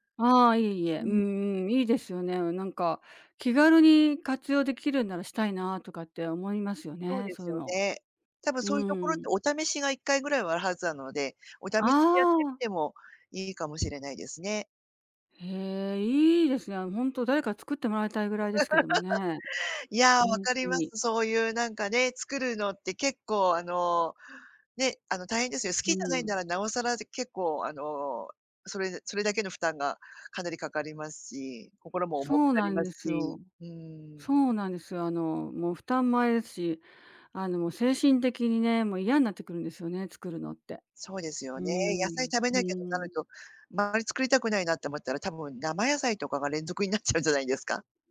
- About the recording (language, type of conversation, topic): Japanese, advice, 食事計画を続けられないのはなぜですか？
- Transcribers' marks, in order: laugh; laughing while speaking: "連続になっちゃうんじゃないですか？"